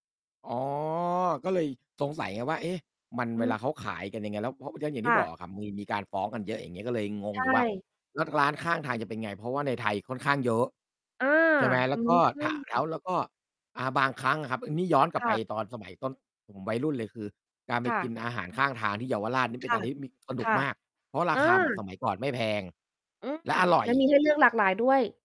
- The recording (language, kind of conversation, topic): Thai, unstructured, คุณคิดว่าการกินข้าวกับเพื่อนหรือคนในครอบครัวช่วยเพิ่มความสุขได้ไหม?
- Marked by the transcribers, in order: distorted speech; mechanical hum; other background noise